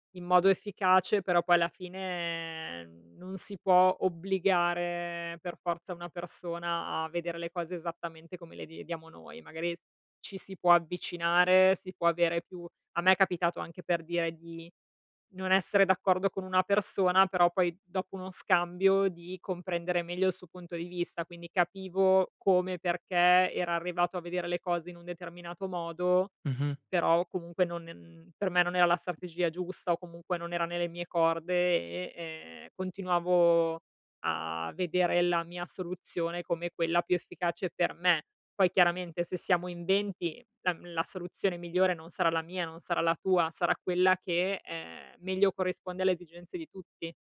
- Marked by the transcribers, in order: drawn out: "fine"; drawn out: "obbligare"; "vediamo" said as "viediamo"; tapping; "era" said as "ea"; "strategia" said as "stategia"
- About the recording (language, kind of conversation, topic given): Italian, unstructured, Quali strategie usi per convincere qualcuno quando non sei d’accordo?
- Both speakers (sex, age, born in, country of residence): female, 35-39, Italy, Italy; male, 25-29, Italy, Italy